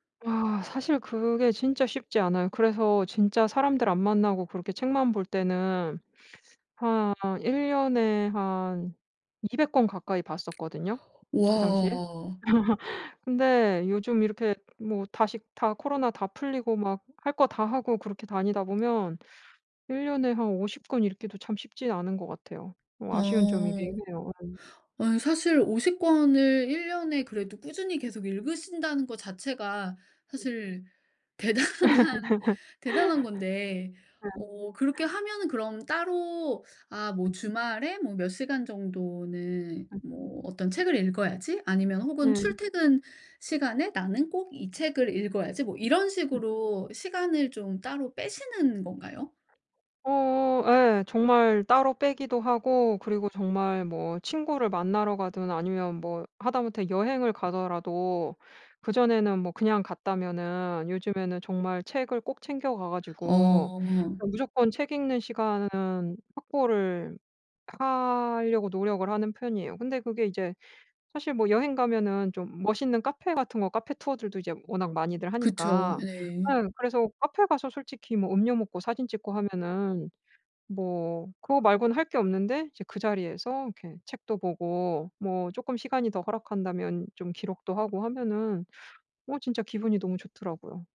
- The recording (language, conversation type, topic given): Korean, podcast, 취미를 다시 시작할 때 가장 어려웠던 점은 무엇이었나요?
- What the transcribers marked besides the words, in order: other background noise; lip smack; laugh; tapping; laughing while speaking: "대단한"; laugh